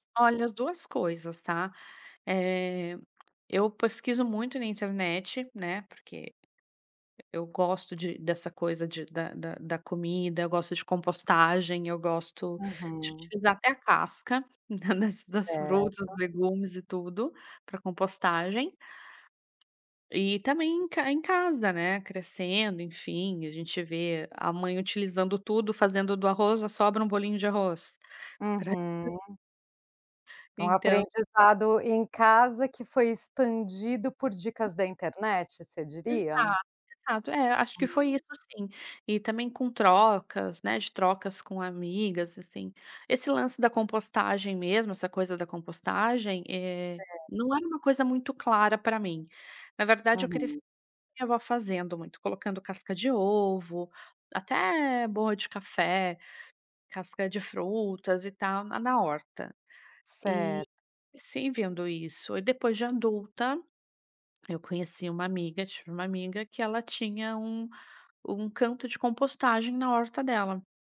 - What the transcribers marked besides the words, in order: tapping; unintelligible speech; other noise
- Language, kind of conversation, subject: Portuguese, podcast, Como evitar o desperdício na cozinha do dia a dia?